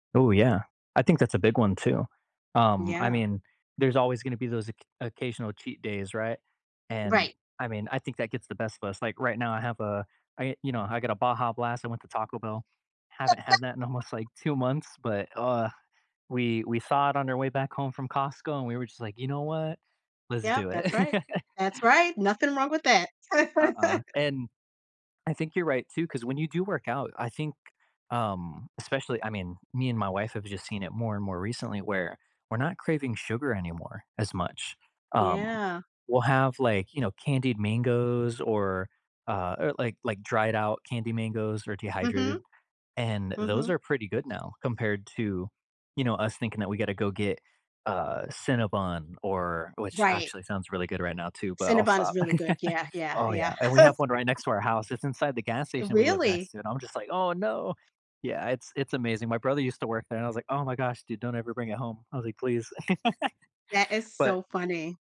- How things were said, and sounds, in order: tapping; other noise; chuckle; chuckle; other background noise; chuckle; chuckle; laugh
- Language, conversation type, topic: English, unstructured, Why do you think being physically active can have a positive effect on your mood?